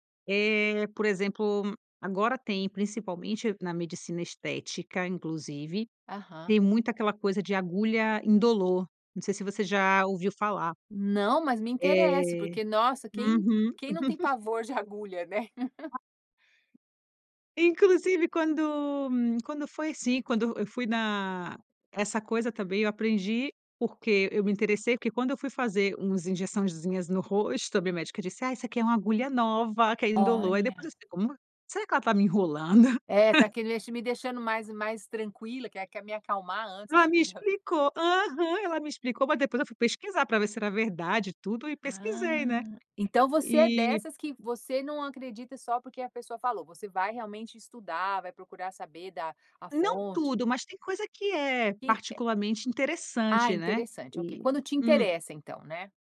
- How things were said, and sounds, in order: chuckle; other noise; chuckle; unintelligible speech
- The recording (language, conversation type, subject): Portuguese, podcast, Como a natureza inspira soluções para os problemas do dia a dia?